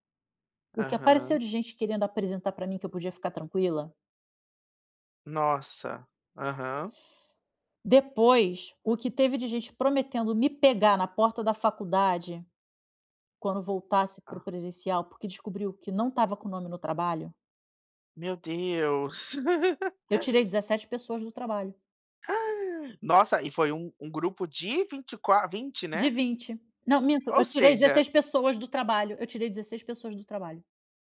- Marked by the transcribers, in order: laugh; gasp
- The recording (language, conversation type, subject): Portuguese, advice, Como posso viver alinhado aos meus valores quando os outros esperam algo diferente?